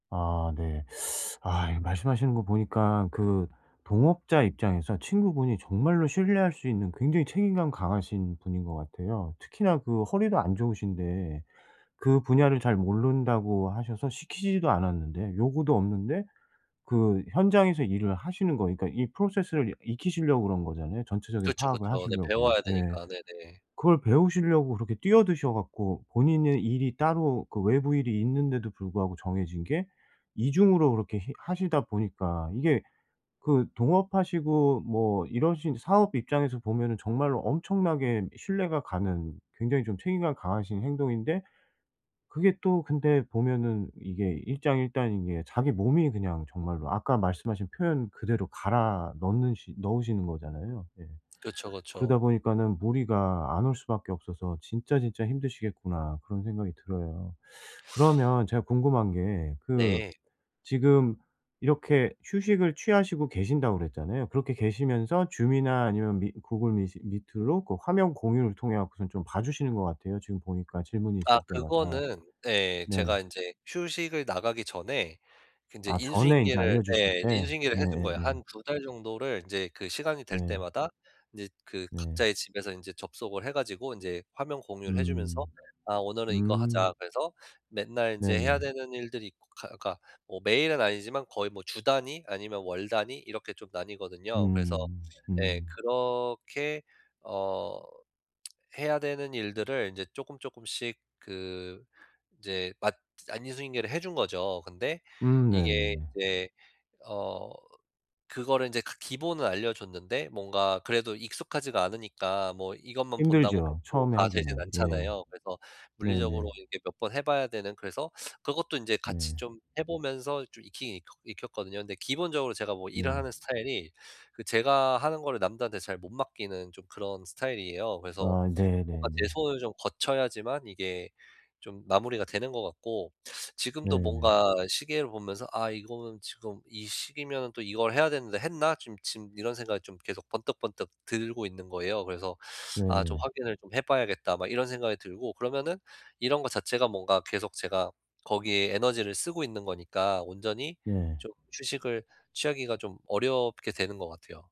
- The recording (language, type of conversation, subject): Korean, advice, 휴가 중에도 계속 스트레스를 느끼는데, 어떻게 관리하면 좋을까요?
- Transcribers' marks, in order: teeth sucking; in English: "process를"; other background noise; teeth sucking; lip smack; teeth sucking; teeth sucking